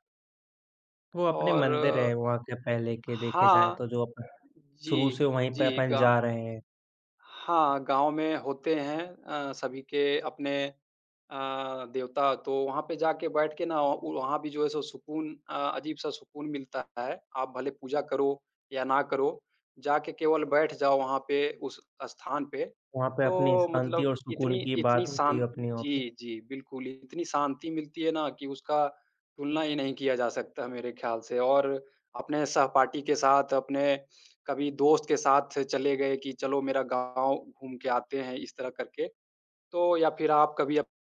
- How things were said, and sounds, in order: none
- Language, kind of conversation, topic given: Hindi, unstructured, आप अपने दोस्तों के साथ समय बिताना कैसे पसंद करते हैं?